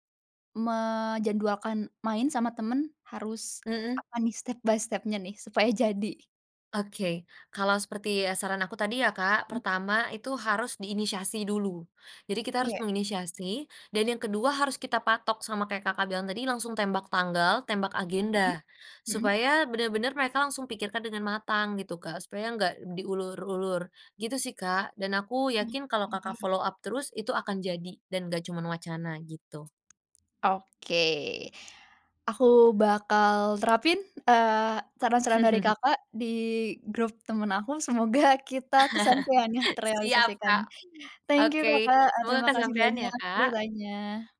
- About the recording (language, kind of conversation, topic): Indonesian, podcast, Bagaimana kamu menjaga agar ide tidak hanya berhenti sebagai wacana?
- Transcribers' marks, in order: in English: "step by step-nya"; other background noise; in English: "follow up"; chuckle; laugh; in English: "Thank you"